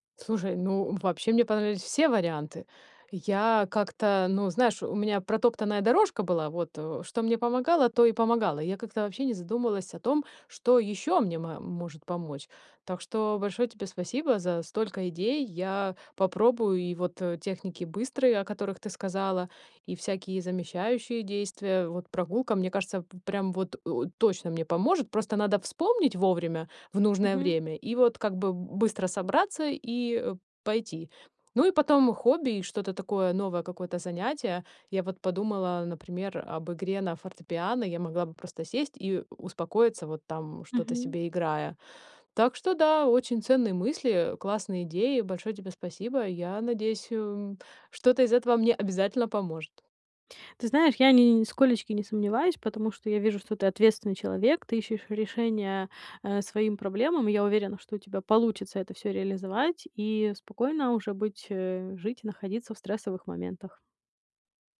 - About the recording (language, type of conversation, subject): Russian, advice, Как можно справляться с эмоциями и успокаиваться без еды и телефона?
- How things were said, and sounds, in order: none